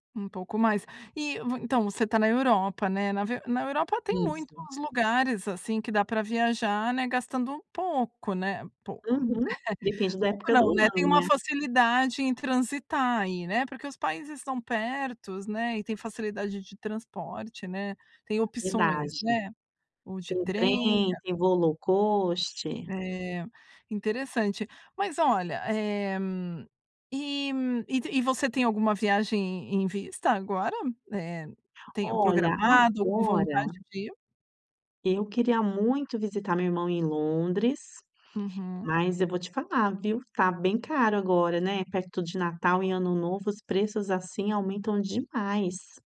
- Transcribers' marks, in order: giggle; in English: "low cost"; tapping
- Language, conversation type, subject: Portuguese, advice, Como posso viajar gastando pouco sem perder a diversão?